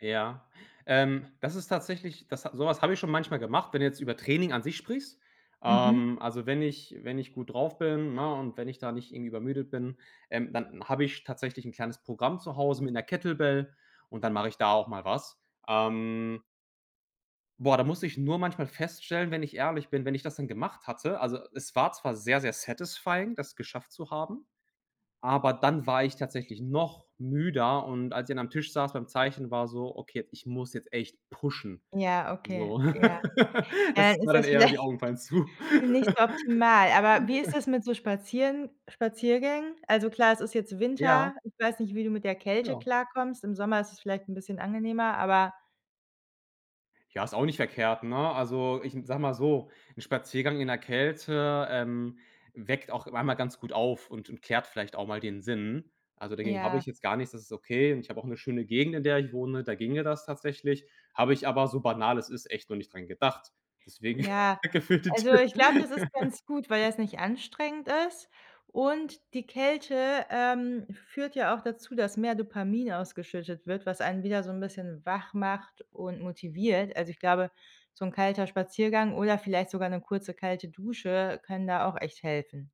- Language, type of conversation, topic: German, advice, Wie finde ich trotz Job und Familie genug Zeit für kreative Arbeit?
- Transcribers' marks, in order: other background noise; in English: "satisfying"; stressed: "noch"; laughing while speaking: "vielleicht"; laugh; laugh; stressed: "gedacht"; laughing while speaking: "danke für die Tipp"; laugh